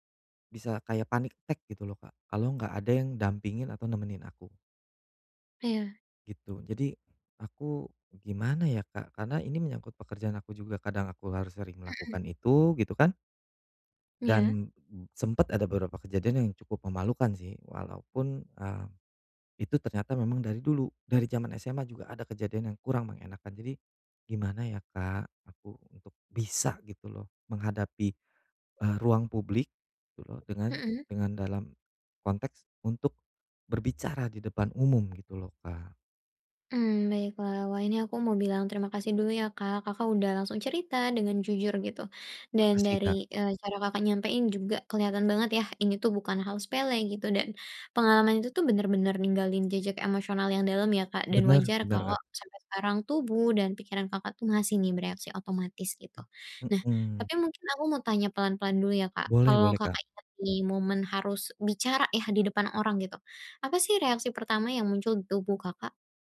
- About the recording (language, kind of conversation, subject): Indonesian, advice, Bagaimana cara mengurangi kecemasan saat berbicara di depan umum?
- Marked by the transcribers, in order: in English: "panic attack"; stressed: "bisa"; other animal sound; other background noise